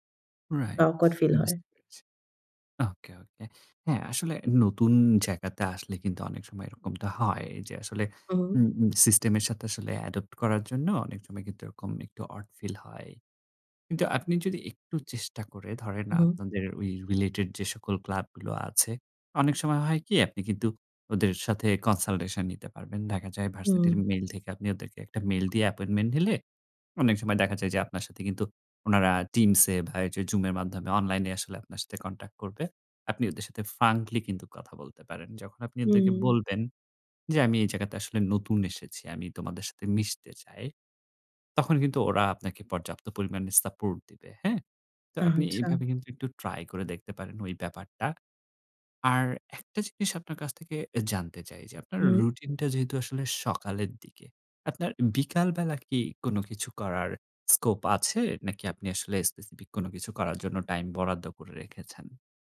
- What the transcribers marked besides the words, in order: none
- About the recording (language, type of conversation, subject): Bengali, advice, নতুন শহরে স্থানান্তর করার পর আপনার দৈনন্দিন রুটিন ও সম্পর্ক কীভাবে বদলে গেছে?